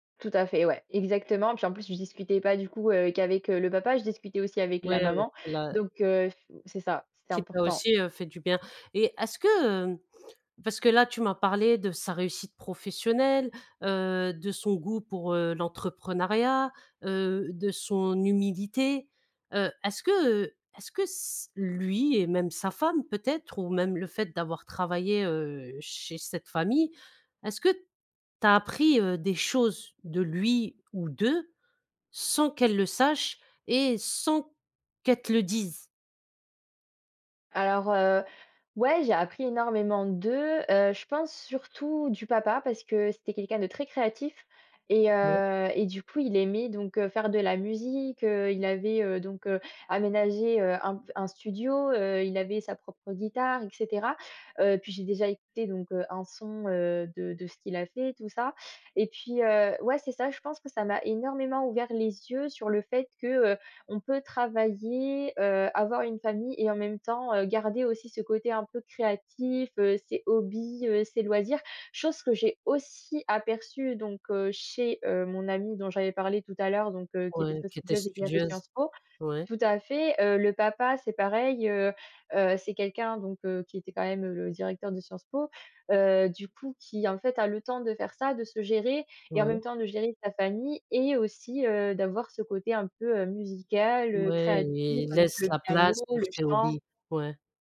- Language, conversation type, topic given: French, podcast, Qui t’a aidé quand tu étais complètement perdu ?
- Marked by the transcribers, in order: unintelligible speech